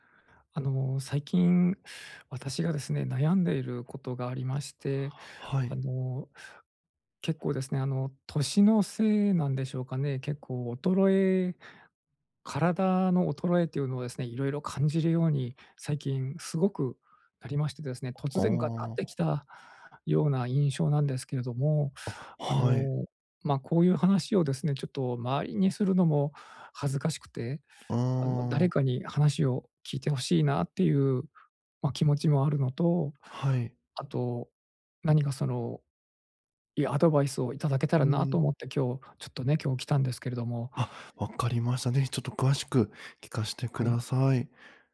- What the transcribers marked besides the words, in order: none
- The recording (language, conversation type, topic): Japanese, advice, 年齢による体力低下にどう向き合うか悩んでいる